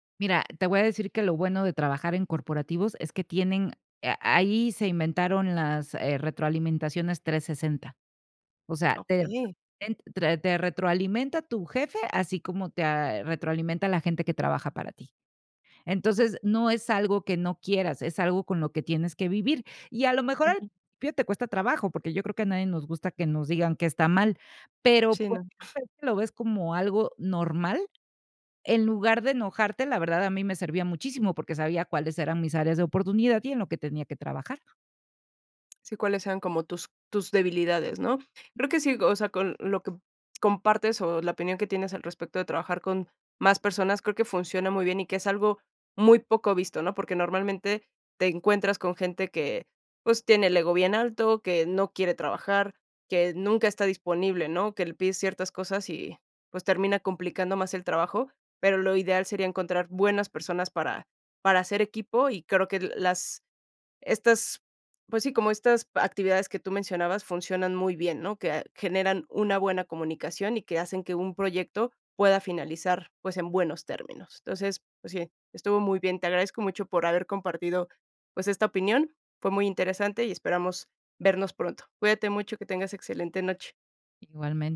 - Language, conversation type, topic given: Spanish, podcast, ¿Te gusta más crear a solas o con más gente?
- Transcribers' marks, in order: tapping; unintelligible speech; unintelligible speech; other background noise